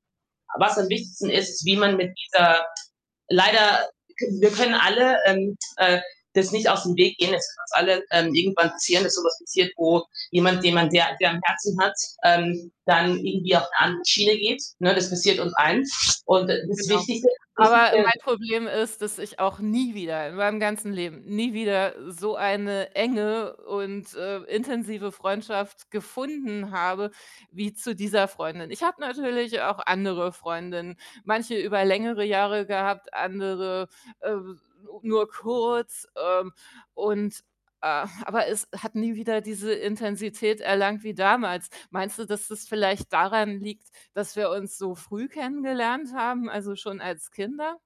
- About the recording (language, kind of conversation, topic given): German, advice, Wie kann ich das plötzliche Ende einer engen Freundschaft verarbeiten und mit Trauer und Wut umgehen?
- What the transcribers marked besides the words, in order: distorted speech; other background noise